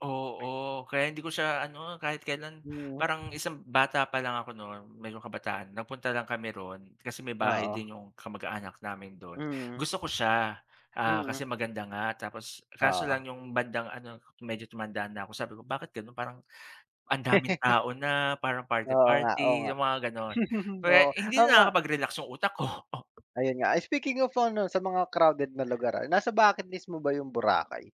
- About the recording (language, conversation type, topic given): Filipino, unstructured, Ano ang mga benepisyo ng paglalakbay para sa iyo?
- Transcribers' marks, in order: tapping; laugh; chuckle; chuckle